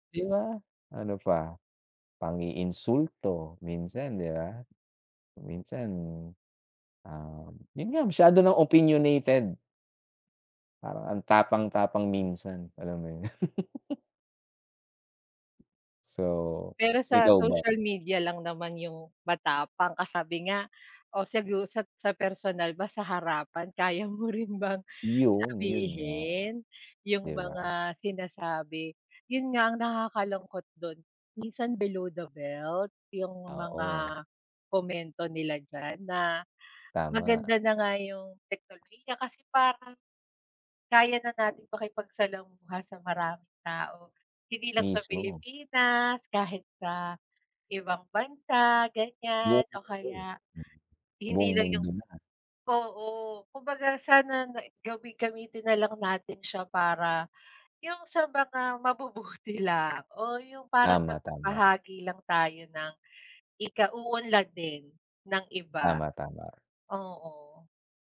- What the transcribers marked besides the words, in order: tapping; chuckle; other background noise; laughing while speaking: "mo rin bang"; laughing while speaking: "mabubuti lang"
- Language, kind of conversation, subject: Filipino, unstructured, Ano ang tingin mo sa epekto ng teknolohiya sa lipunan?
- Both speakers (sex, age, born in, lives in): female, 35-39, Philippines, Philippines; male, 45-49, Philippines, United States